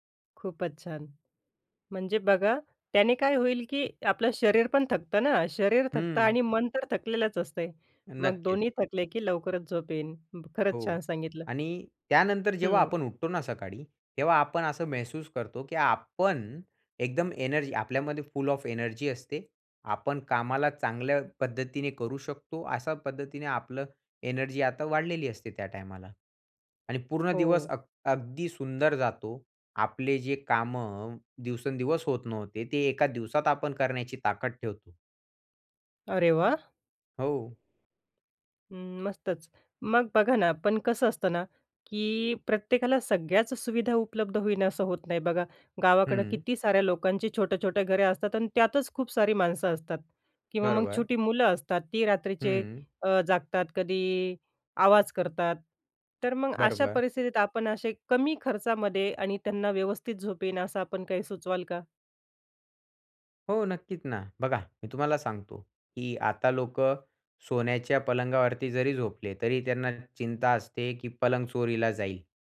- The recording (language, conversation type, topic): Marathi, podcast, उत्तम झोपेसाठी घरात कोणते छोटे बदल करायला हवेत?
- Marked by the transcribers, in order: tapping; in English: "फुल ऑफ एनर्जी"; other background noise; other noise